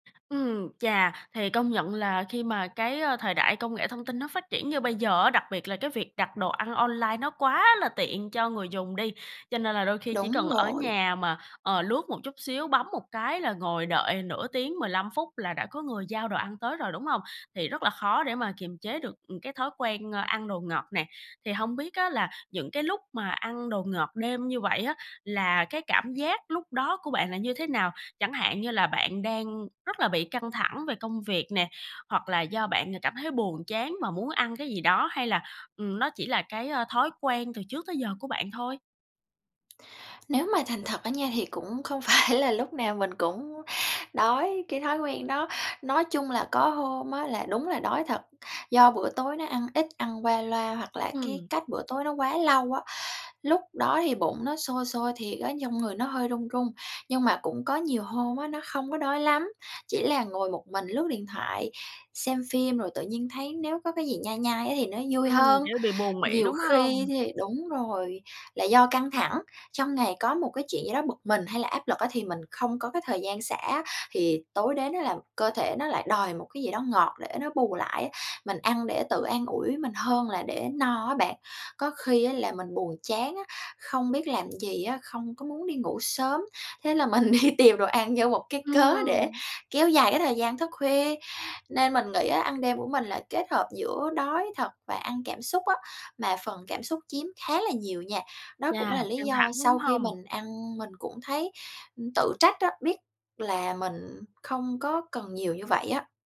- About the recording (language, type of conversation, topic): Vietnamese, advice, Làm sao để kiểm soát thói quen ngủ muộn, ăn đêm và cơn thèm đồ ngọt khó kiềm chế?
- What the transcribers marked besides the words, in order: tapping; laughing while speaking: "phải"; laughing while speaking: "mình đi tìm"; laughing while speaking: "cớ"